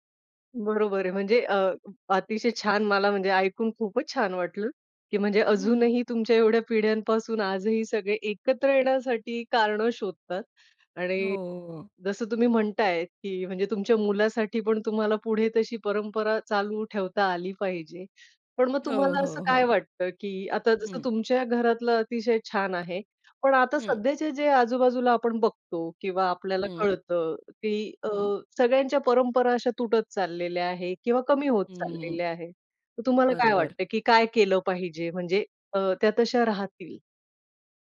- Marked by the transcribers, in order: chuckle; tapping
- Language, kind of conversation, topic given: Marathi, podcast, कुठल्या परंपरा सोडाव्यात आणि कुठल्या जपाव्यात हे तुम्ही कसे ठरवता?